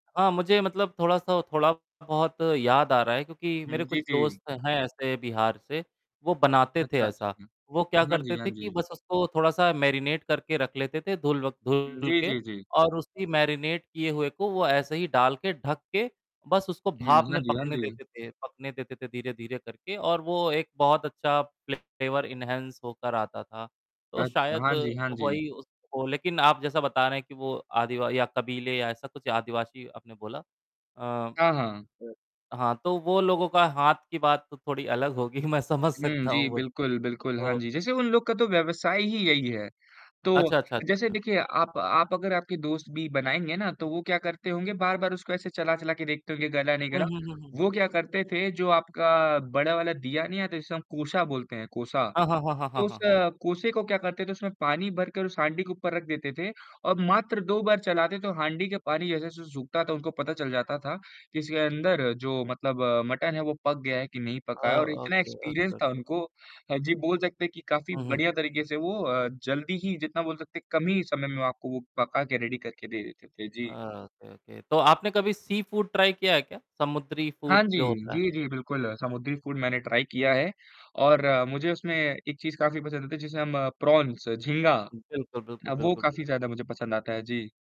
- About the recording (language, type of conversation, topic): Hindi, unstructured, आपका पसंदीदा खाना कौन सा है और क्यों, और आप खाने-पीने के बारे में क्या-क्या नया आज़माना चाहेंगे?
- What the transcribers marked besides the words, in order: distorted speech; in English: "मैरिनेट"; in English: "मैरिनेट"; tapping; in English: "फ्लेवर एन्हांस"; laughing while speaking: "मैं"; static; in English: "एक्सपीरियंस"; in English: "ओके, ओके"; in English: "रेडी"; in English: "ओके, ओके"; mechanical hum; in English: "सी फ़ूड"; in English: "फ़ूड"; in English: "फ़ूड"; in English: "ट्राई"; in English: "प्रॉन्स"